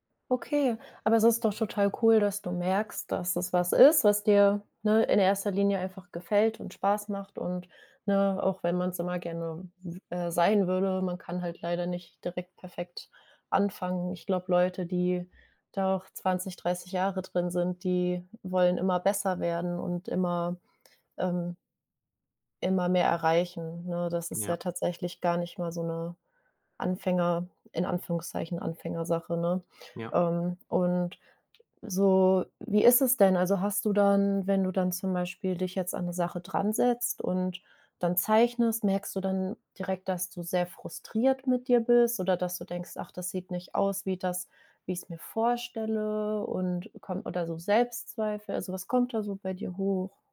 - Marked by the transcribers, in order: other background noise
- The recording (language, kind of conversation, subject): German, advice, Wie verhindert Perfektionismus, dass du deine kreative Arbeit abschließt?